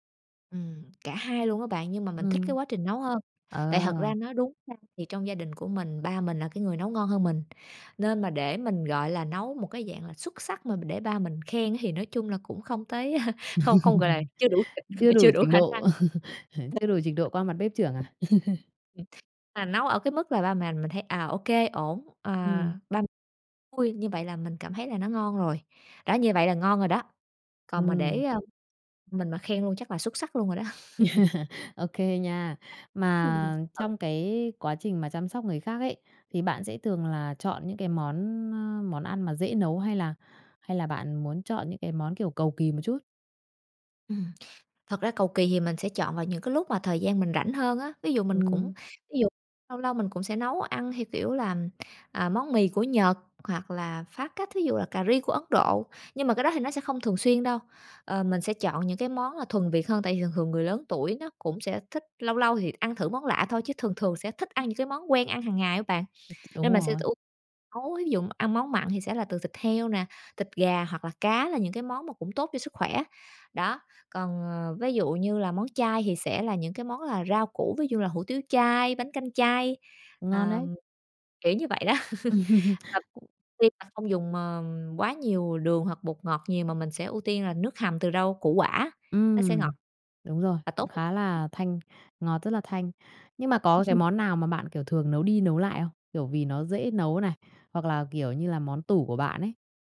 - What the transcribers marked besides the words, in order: tapping; laugh; other background noise; laugh; laughing while speaking: "chưa đủ khả năng"; unintelligible speech; laugh; laugh; laughing while speaking: "Ừm"; laughing while speaking: "đó"; laugh; laugh
- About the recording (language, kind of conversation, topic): Vietnamese, podcast, Bạn thường nấu món gì khi muốn chăm sóc ai đó bằng một bữa ăn?